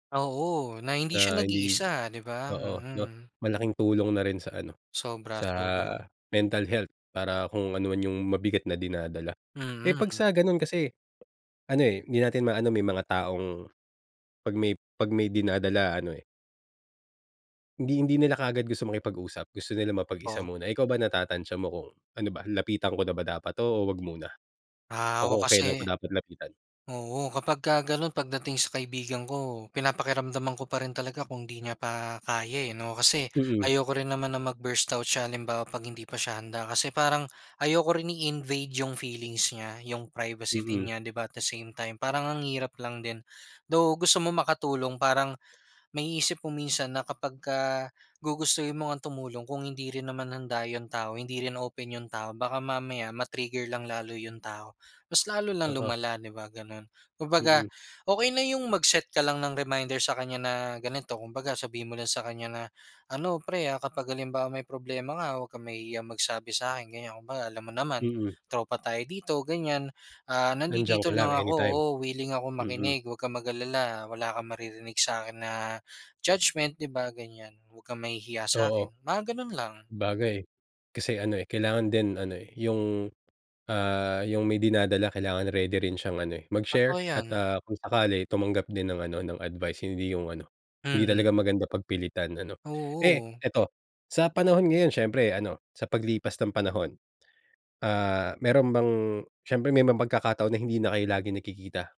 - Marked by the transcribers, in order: none
- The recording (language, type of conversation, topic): Filipino, podcast, Paano mo ipinapakita ang suporta sa kaibigan mo kapag may problema siya?